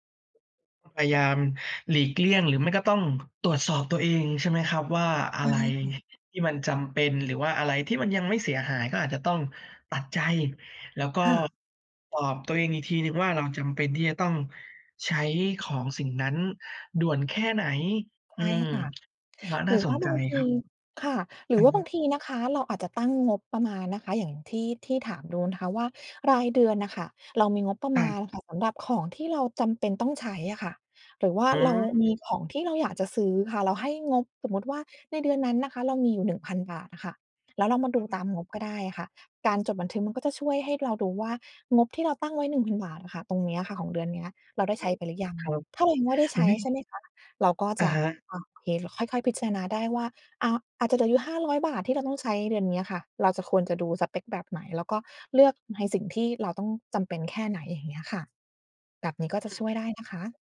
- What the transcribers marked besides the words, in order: none
- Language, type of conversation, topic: Thai, advice, คุณมักซื้อของแบบฉับพลันแล้วเสียดายทีหลังบ่อยแค่ไหน และมักเป็นของประเภทไหน?